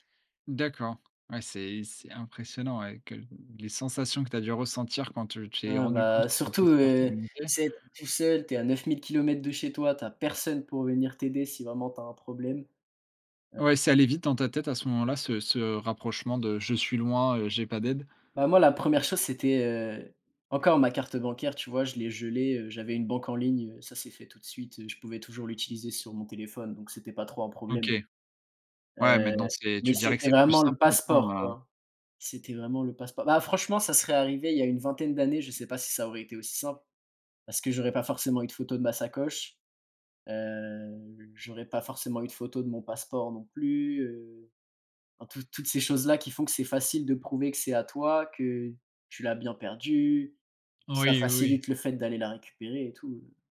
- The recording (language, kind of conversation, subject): French, podcast, As-tu déjà perdu ton passeport en voyage, et comment as-tu géré la situation ?
- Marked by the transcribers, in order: none